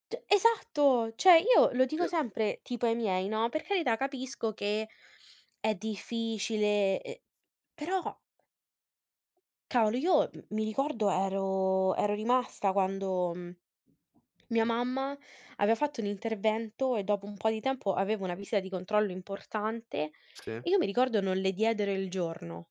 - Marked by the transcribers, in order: "Cioè" said as "ceh"; "cioè" said as "ceh"; drawn out: "ero"; tapping
- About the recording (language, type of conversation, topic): Italian, unstructured, Quanto pensi che la paura possa limitare la libertà personale?